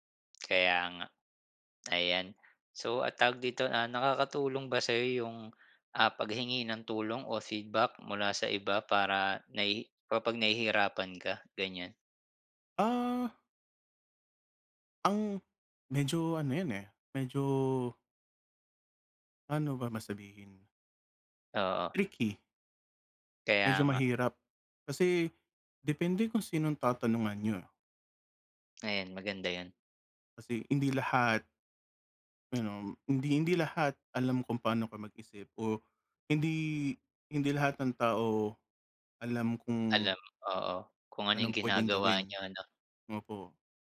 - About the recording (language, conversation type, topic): Filipino, unstructured, Paano mo naiiwasan ang pagkadismaya kapag nahihirapan ka sa pagkatuto ng isang kasanayan?
- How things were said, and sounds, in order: tapping